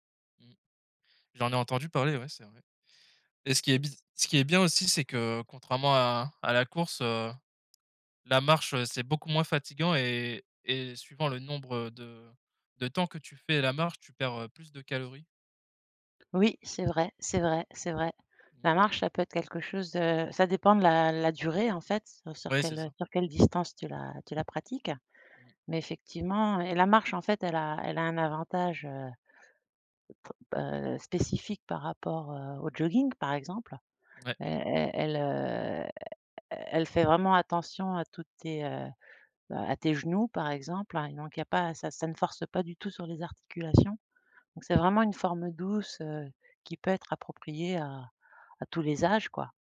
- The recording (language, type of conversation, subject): French, unstructured, Quels sont les bienfaits surprenants de la marche quotidienne ?
- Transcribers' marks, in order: tapping